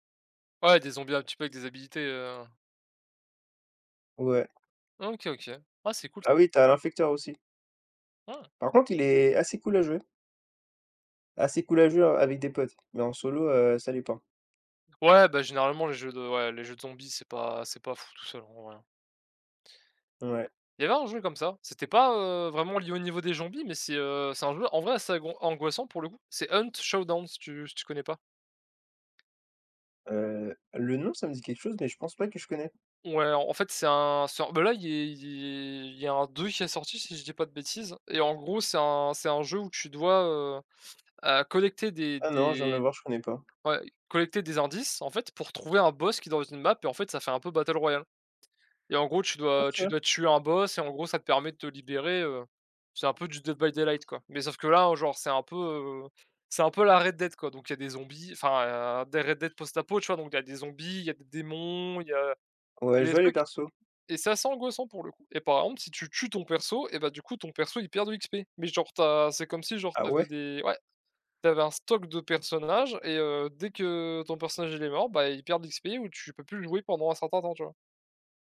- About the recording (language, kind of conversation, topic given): French, unstructured, Qu’est-ce qui te frustre le plus dans les jeux vidéo aujourd’hui ?
- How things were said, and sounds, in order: in English: "infector"; tapping; "zombies" said as "jombies"; "post-apo" said as "post-apocalyptique"